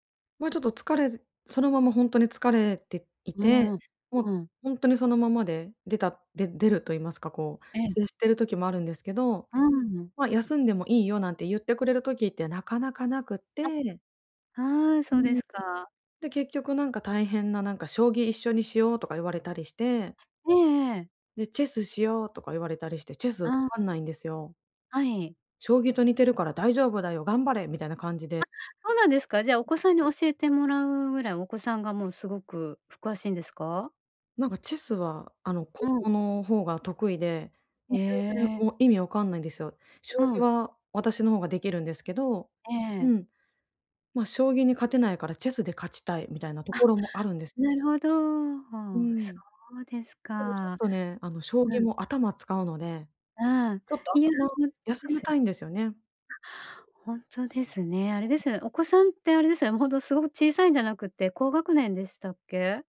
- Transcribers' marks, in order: unintelligible speech
- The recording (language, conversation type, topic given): Japanese, advice, どうすればエネルギーとやる気を取り戻せますか？